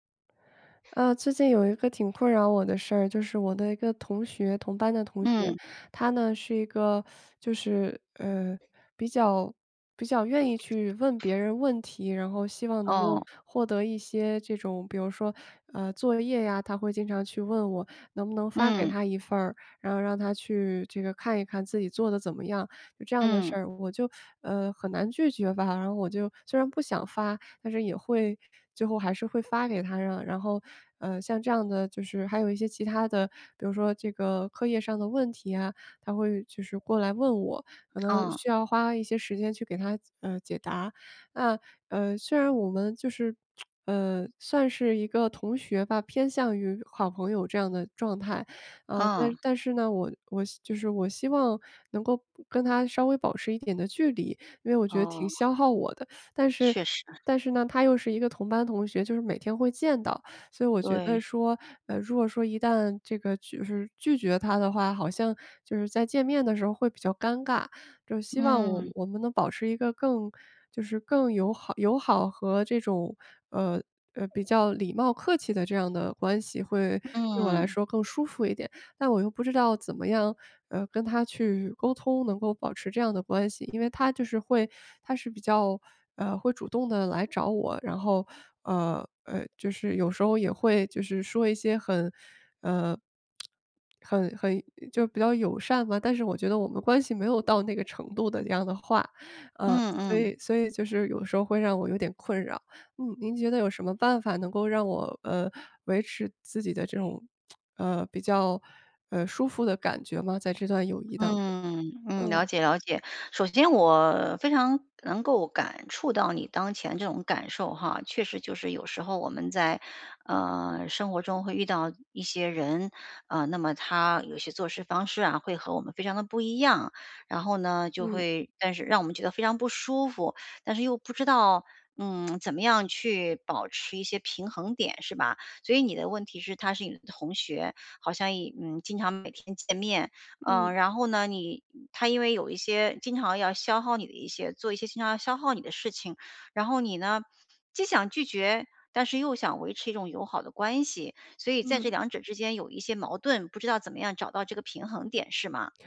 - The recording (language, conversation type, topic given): Chinese, advice, 我如何在一段消耗性的友谊中保持自尊和自我价值感？
- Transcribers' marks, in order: other background noise; tsk; "就是" said as "局是"; lip smack; tsk; tsk